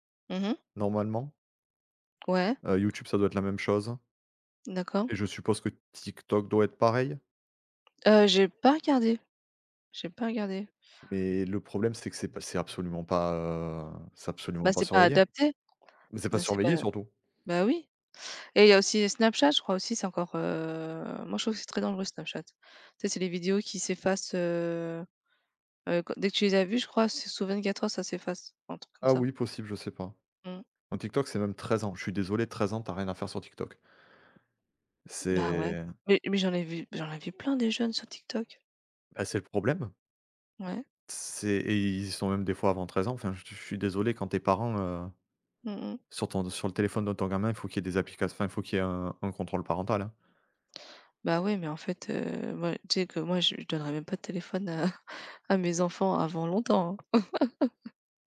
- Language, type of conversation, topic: French, unstructured, Comment les réseaux sociaux influencent-ils vos interactions quotidiennes ?
- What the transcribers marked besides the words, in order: drawn out: "heu"; other background noise; drawn out: "heu"; laugh